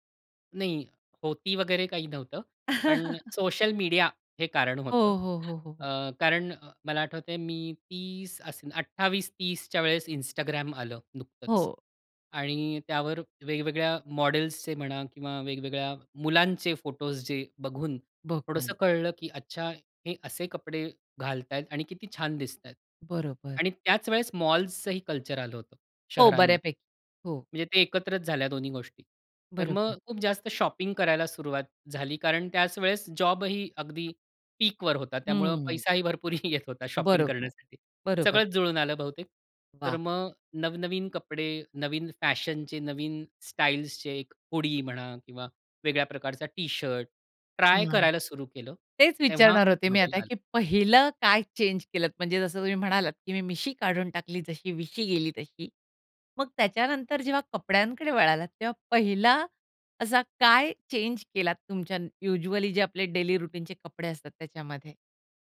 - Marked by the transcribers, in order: chuckle; stressed: "सोशल मीडिया"; in English: "शॉपिंग"; in English: "पीकवर"; laughing while speaking: "भरपूर येत होता"; in English: "शॉपिंग"; in English: "हुडी"; in English: "चेंज"; in English: "चेंज"; in English: "युज्युअली"; in English: "डेली रुटीनचे"
- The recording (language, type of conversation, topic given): Marathi, podcast, तुझी शैली आयुष्यात कशी बदलत गेली?